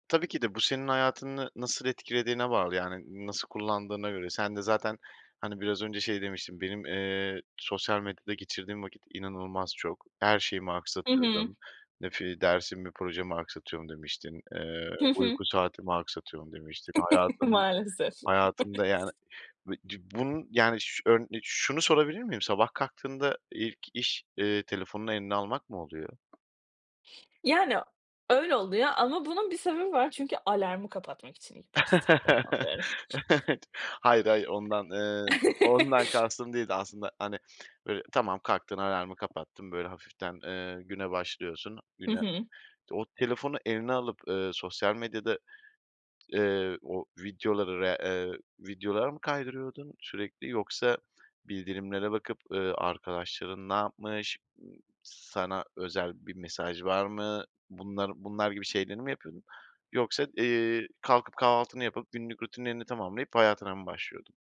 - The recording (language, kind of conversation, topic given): Turkish, podcast, Sosyal medyanın gerçek hayattaki ilişkileri nasıl etkilediğini düşünüyorsun?
- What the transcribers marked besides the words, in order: tapping; chuckle; other background noise; chuckle; chuckle; sniff; other noise